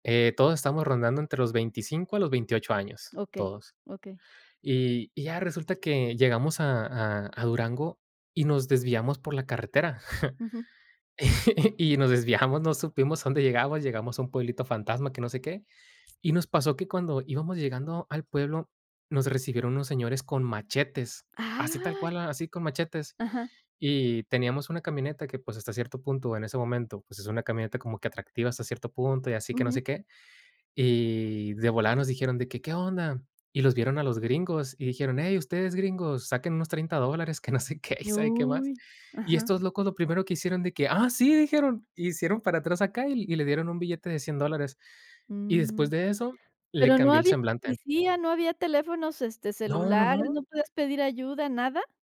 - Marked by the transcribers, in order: chuckle; laugh; drawn out: "¡Ay!"; drawn out: "Y"; chuckle
- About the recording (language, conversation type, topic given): Spanish, podcast, ¿Tienes alguna anécdota en la que perderte haya mejorado tu viaje?